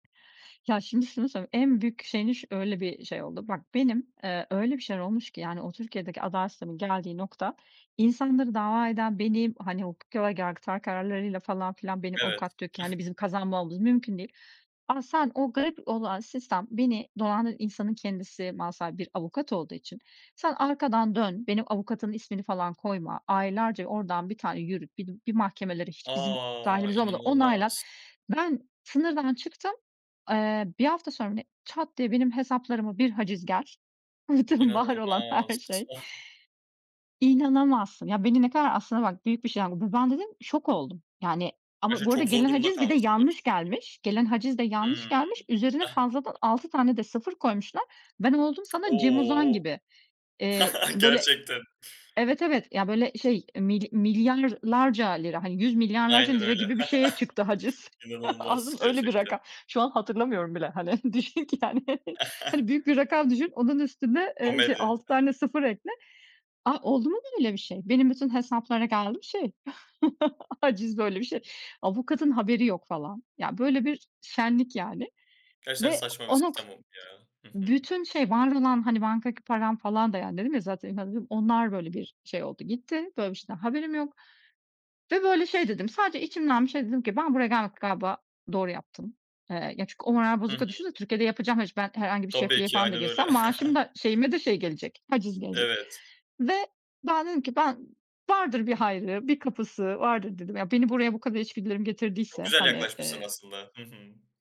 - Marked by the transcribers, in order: other background noise; laughing while speaking: "bütün var olan her şey"; unintelligible speech; unintelligible speech; unintelligible speech; chuckle; chuckle; laughing while speaking: "düşün ki, yani"; chuckle; chuckle; unintelligible speech; chuckle
- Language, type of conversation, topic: Turkish, podcast, İçgüdülerine güvenerek aldığın en büyük kararı anlatır mısın?